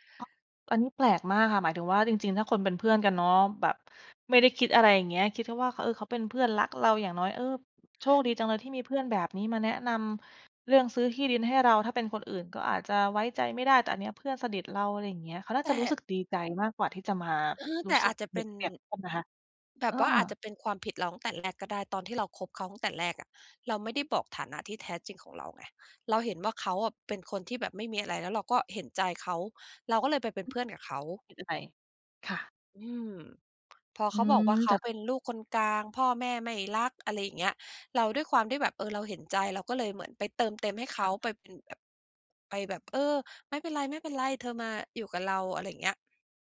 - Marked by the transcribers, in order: none
- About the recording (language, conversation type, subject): Thai, podcast, เมื่อความไว้ใจหายไป ควรเริ่มฟื้นฟูจากตรงไหนก่อน?